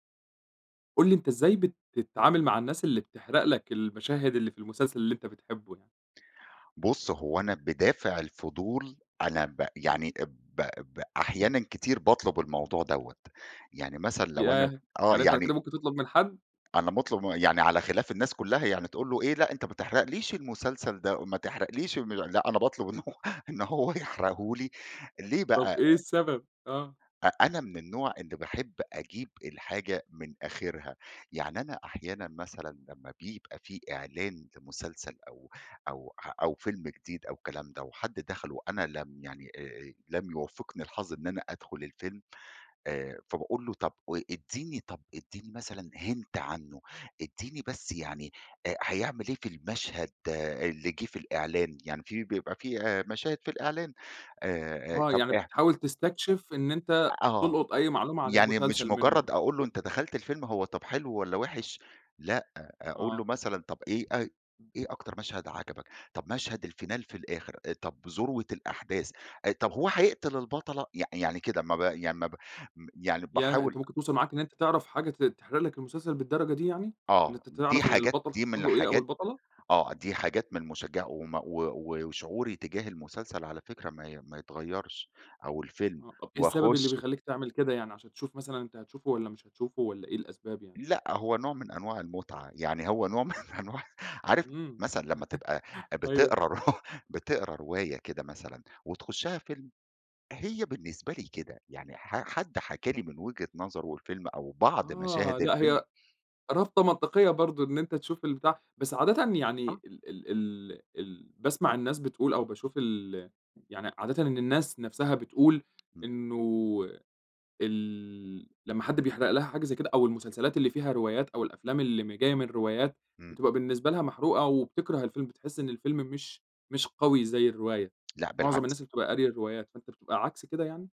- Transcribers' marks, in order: other background noise; tapping; laughing while speaking: "إن هو إن هو يحرقه لي"; in English: "hint"; in English: "الفينال"; laughing while speaking: "نوع من أنواع"; laugh; laughing while speaking: "ر"; tsk
- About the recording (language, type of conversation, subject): Arabic, podcast, إزاي بتتعامل مع حرق أحداث مسلسل بتحبه؟